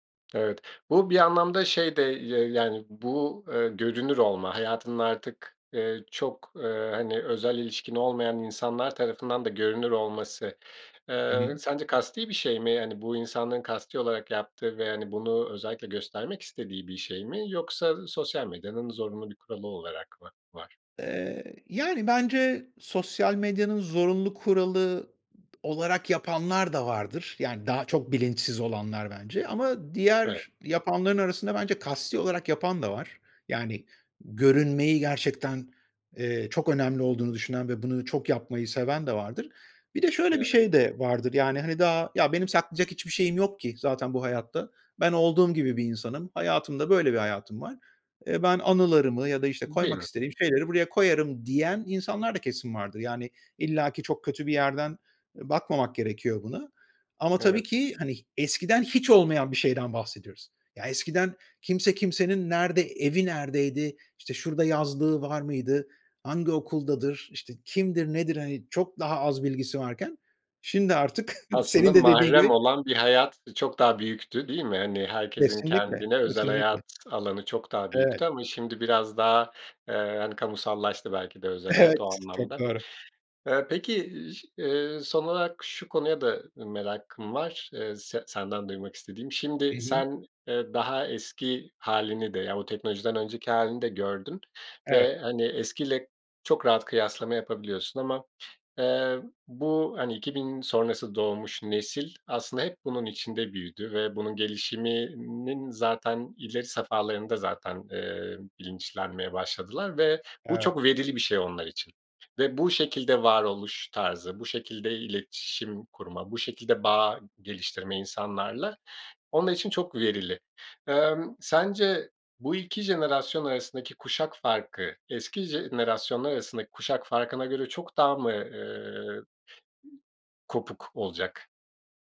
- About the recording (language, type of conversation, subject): Turkish, podcast, Sosyal medyanın ilişkiler üzerindeki etkisi hakkında ne düşünüyorsun?
- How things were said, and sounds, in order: tapping; other background noise; giggle; laughing while speaking: "Evet"